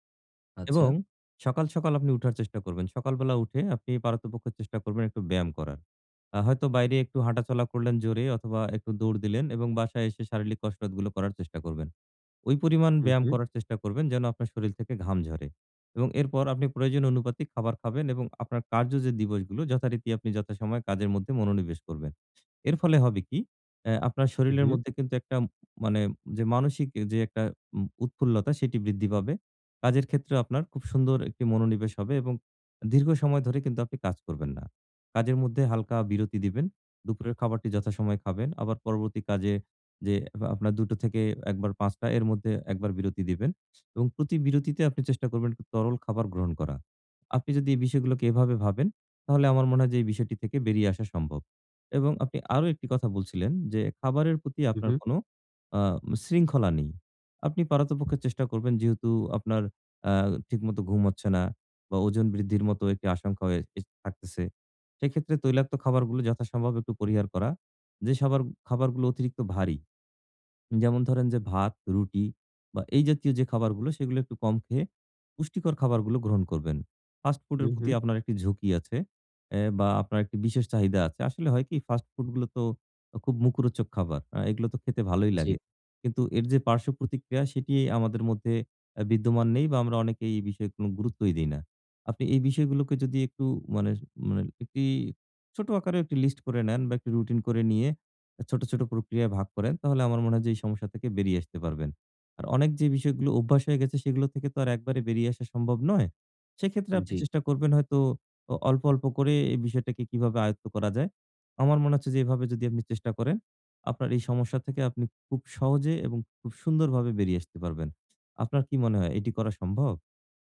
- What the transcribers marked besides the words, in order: "শারীরিক" said as "শারীলিক"; unintelligible speech; tapping; "একটি" said as "একি"
- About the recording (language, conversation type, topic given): Bengali, advice, আমি কীভাবে প্রতিদিন সহজভাবে স্বাস্থ্যকর অভ্যাসগুলো সততার সঙ্গে বজায় রেখে ধারাবাহিক থাকতে পারি?